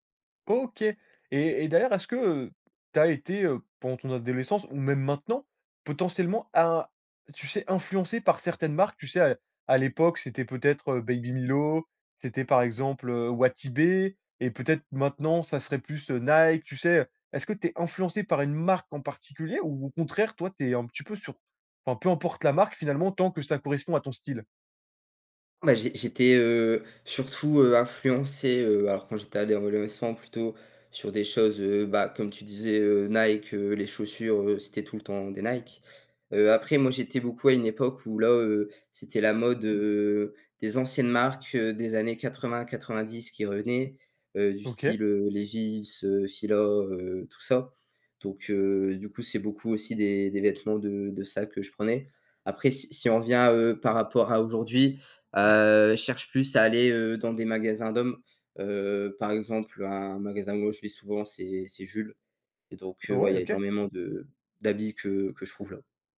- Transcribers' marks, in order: none
- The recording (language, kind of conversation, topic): French, podcast, Comment ton style vestimentaire a-t-il évolué au fil des années ?